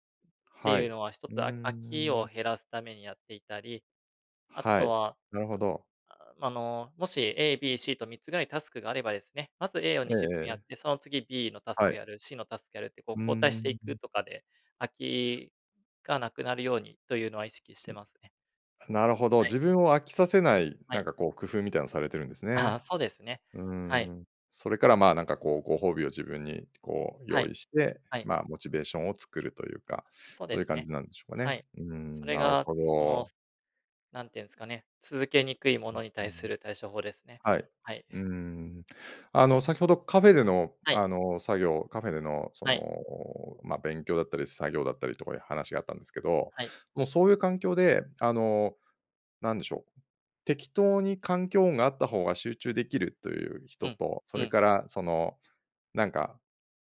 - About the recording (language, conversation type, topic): Japanese, podcast, 一人で作業するときに集中するコツは何ですか？
- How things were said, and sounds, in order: groan; other noise; tapping